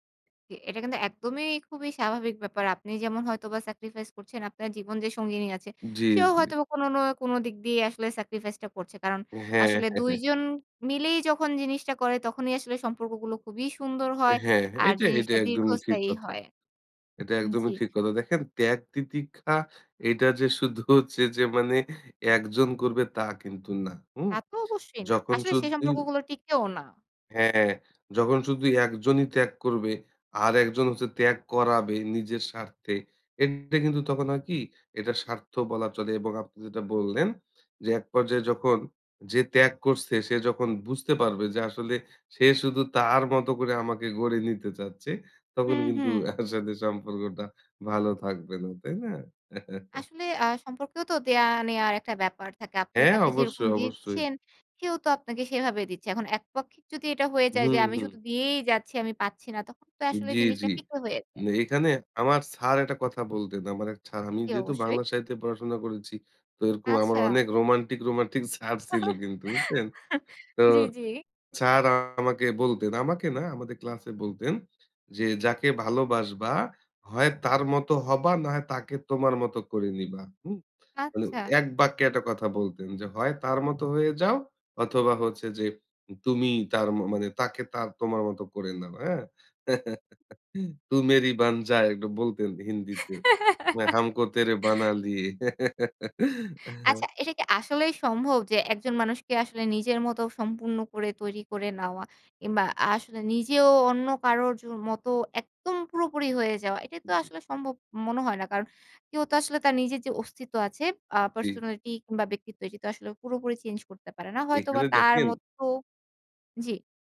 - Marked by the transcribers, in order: chuckle; laughing while speaking: "যে শুধু হচ্ছে যে, যে মানে"; unintelligible speech; chuckle; giggle; laugh; joyful: "জ্বি, জ্বি"; chuckle; other background noise; chuckle; in Hindi: "তু মেরি বান যা"; laugh; in Hindi: "হামকো তেরে বানালি"; laugh; tapping
- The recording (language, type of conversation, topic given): Bengali, podcast, সম্পর্কের জন্য আপনি কতটা ত্যাগ করতে প্রস্তুত?